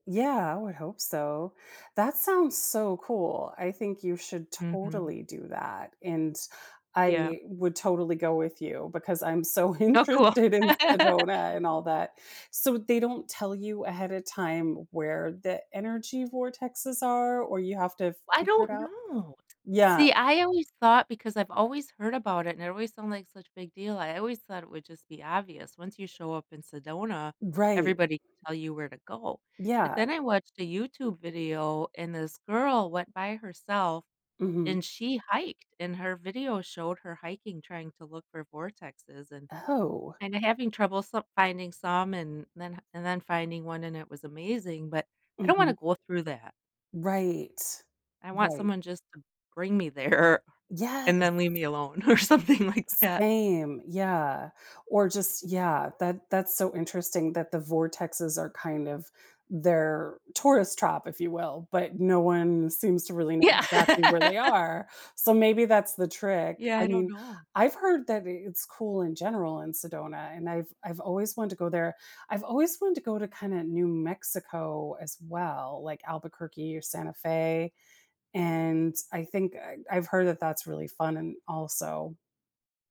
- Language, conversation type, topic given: English, unstructured, How can I avoid tourist traps without missing highlights?
- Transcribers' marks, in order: laughing while speaking: "interested"; laugh; other background noise; laughing while speaking: "there"; drawn out: "Yes"; laughing while speaking: "or something like that"; laughing while speaking: "Yeah"; laugh